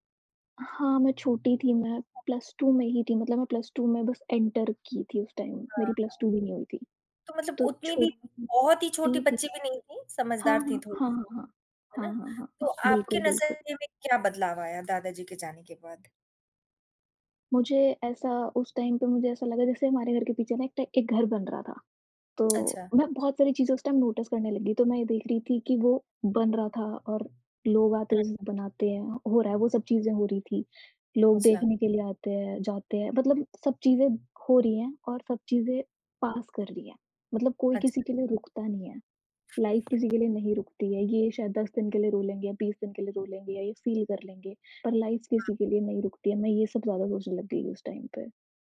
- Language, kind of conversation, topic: Hindi, unstructured, जिस इंसान को आपने खोया है, उसने आपको क्या सिखाया?
- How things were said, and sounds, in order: in English: "प्लस टू"; other noise; in English: "प्लस टू"; in English: "एंटर"; in English: "टाइम"; in English: "प्लस टू"; tapping; in English: "टाइम"; in English: "टाइम नोटिस"; in English: "पास"; in English: "लाइफ़"; other background noise; in English: "फ़ील"; in English: "लाइफ़"; in English: "टाइम"